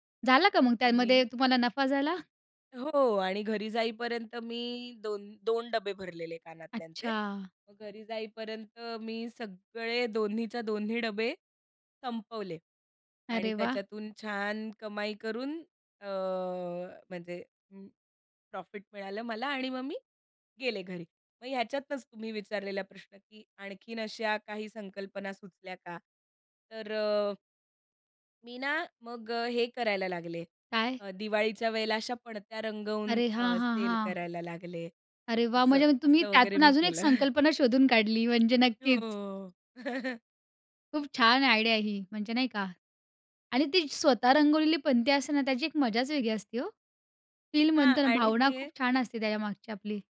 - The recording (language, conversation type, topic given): Marathi, podcast, संकल्पनेपासून काम पूर्ण होईपर्यंत तुमचा प्रवास कसा असतो?
- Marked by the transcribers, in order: laughing while speaking: "केलं"; laughing while speaking: "शोधून काढली म्हणजे नक्कीच"; laughing while speaking: "हो"; chuckle; in English: "आयडिया"